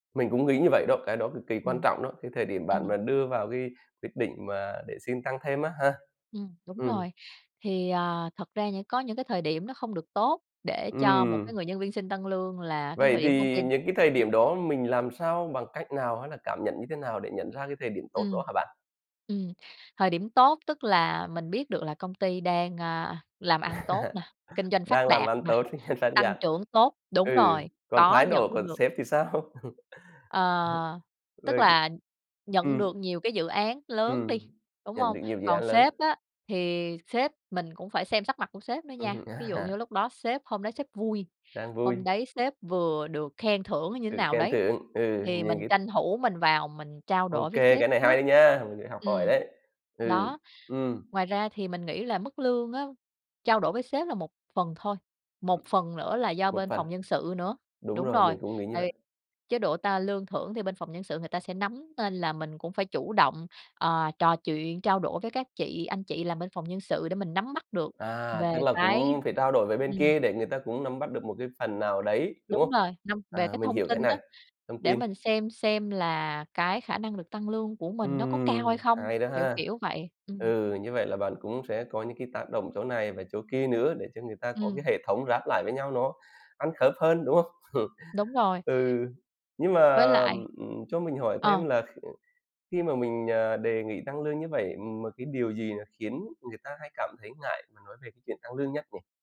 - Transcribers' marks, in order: tapping; laugh; unintelligible speech; laughing while speaking: "sao?"; laugh; other background noise; chuckle
- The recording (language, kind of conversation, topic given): Vietnamese, podcast, Làm sao để xin tăng lương mà không ngượng?